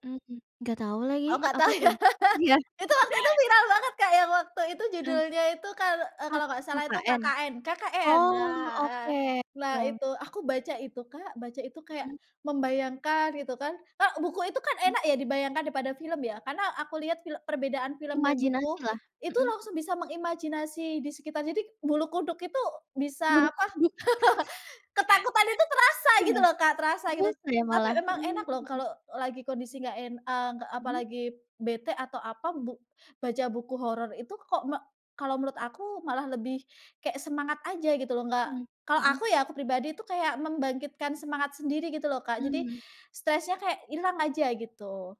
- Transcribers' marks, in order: laughing while speaking: "nggak tahu ya"; laugh; laughing while speaking: "Iya?"; chuckle; unintelligible speech; tapping; laugh; laughing while speaking: "kuduk"; chuckle
- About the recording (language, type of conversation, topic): Indonesian, podcast, Apa perbedaan antara pelarian lewat buku dan lewat film menurutmu?